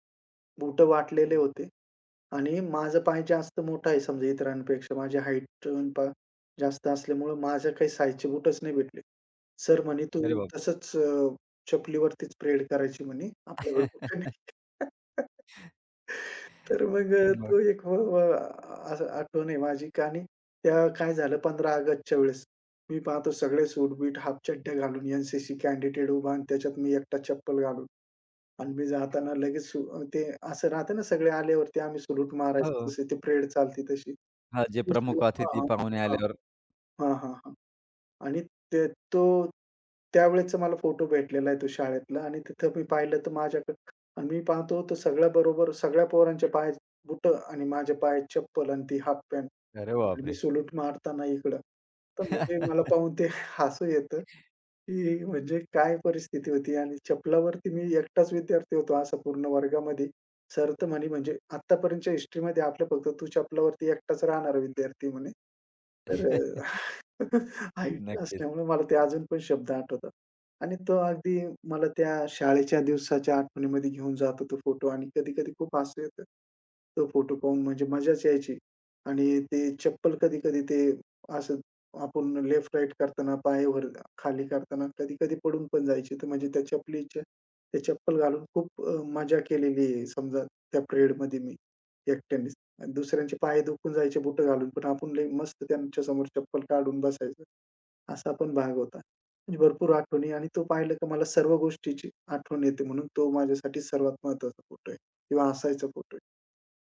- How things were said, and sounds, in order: other background noise; chuckle; laugh; laughing while speaking: "तर मग अ, तो एक"; "आणि" said as "आणिक"; in English: "कॅंडिडेट"; in English: "सॅलुट"; unintelligible speech; in English: "सॅलुट"; laughing while speaking: "हसू"; chuckle; chuckle
- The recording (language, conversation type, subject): Marathi, podcast, तुमच्या कपाटात सर्वात महत्त्वाच्या वस्तू कोणत्या आहेत?